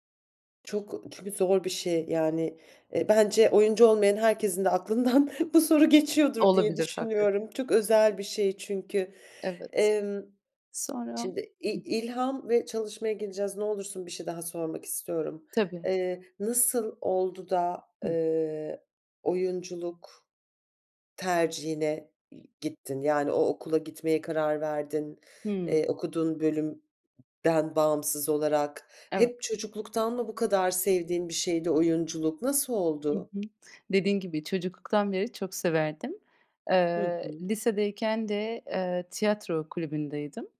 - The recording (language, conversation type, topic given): Turkish, podcast, İlhamı beklemek mi yoksa çalışmak mı daha etkilidir?
- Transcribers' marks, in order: laughing while speaking: "aklından bu soru geçiyordur"; tapping